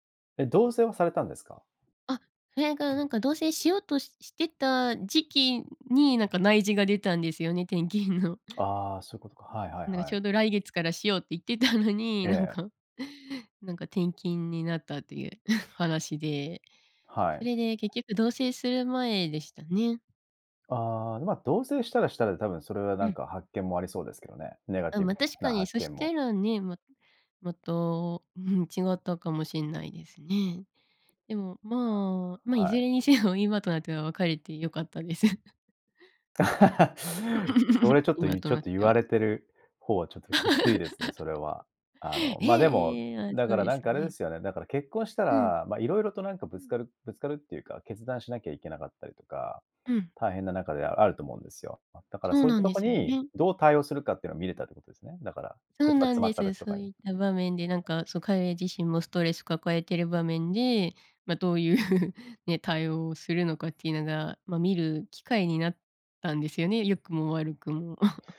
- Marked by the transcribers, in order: tapping; chuckle; chuckle; laugh; laugh; chuckle; chuckle
- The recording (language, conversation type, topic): Japanese, podcast, タイミングが合わなかったことが、結果的に良いことにつながった経験はありますか？